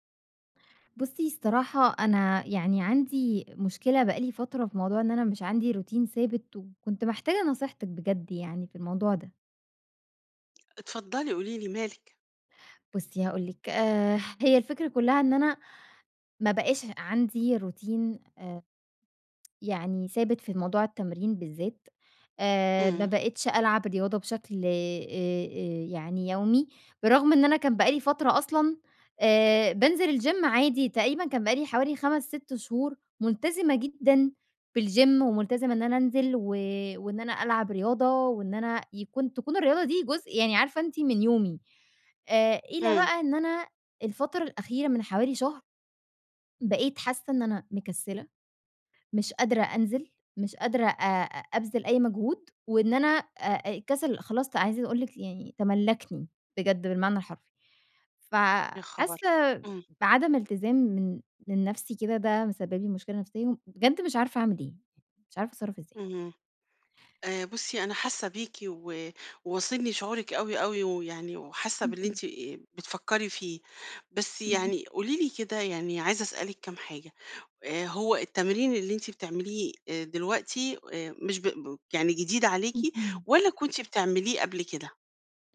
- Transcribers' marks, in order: in English: "روتين"; in English: "روتين"; tsk; in English: "الgym"; in English: "بالgym"
- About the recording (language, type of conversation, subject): Arabic, advice, ليه مش قادر تلتزم بروتين تمرين ثابت؟